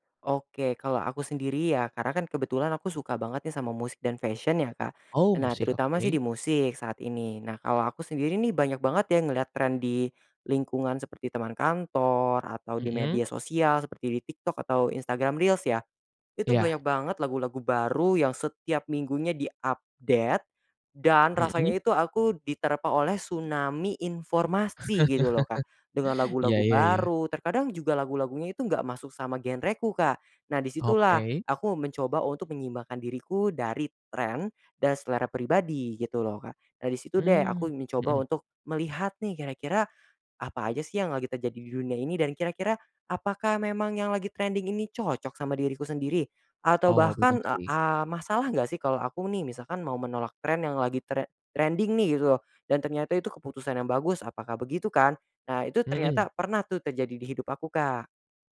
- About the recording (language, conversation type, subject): Indonesian, podcast, Bagaimana kamu menyeimbangkan tren dengan selera pribadi?
- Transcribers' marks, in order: tapping; in English: "di-update"; chuckle